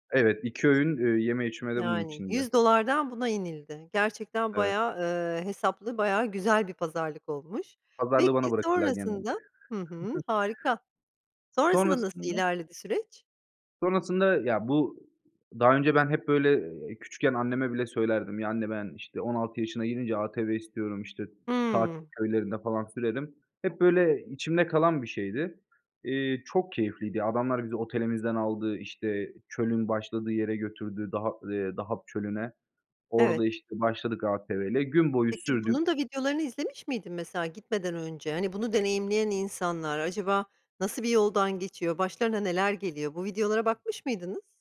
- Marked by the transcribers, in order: scoff; tapping
- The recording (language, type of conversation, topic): Turkish, podcast, Bana unutamadığın bir deneyimini anlatır mısın?